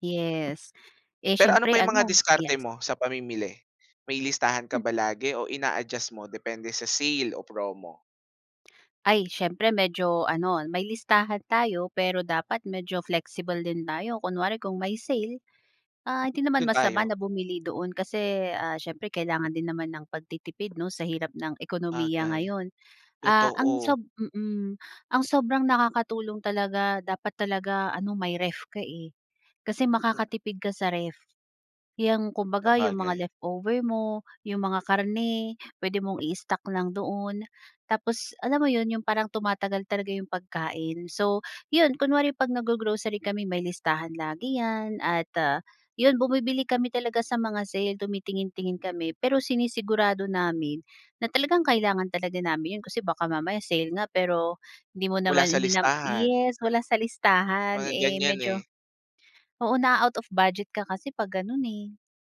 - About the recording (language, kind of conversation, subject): Filipino, podcast, Paano ka nakakatipid para hindi maubos ang badyet sa masustansiyang pagkain?
- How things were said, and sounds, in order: other background noise; stressed: "sale"; tapping